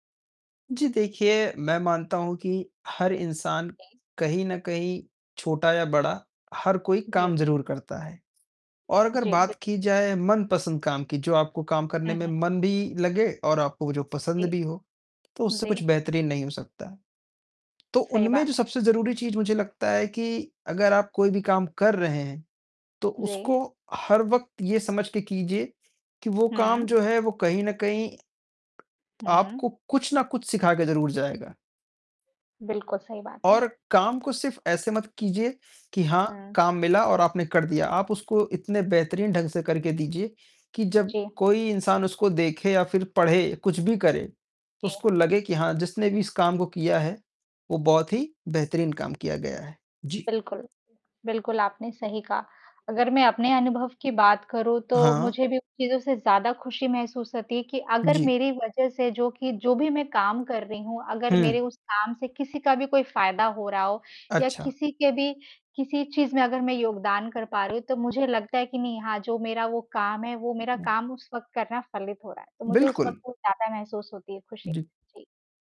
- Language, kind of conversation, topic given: Hindi, unstructured, आपको अपने काम का सबसे मज़ेदार हिस्सा क्या लगता है?
- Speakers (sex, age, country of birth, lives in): female, 30-34, India, India; male, 55-59, India, India
- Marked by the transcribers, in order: distorted speech; other background noise; tapping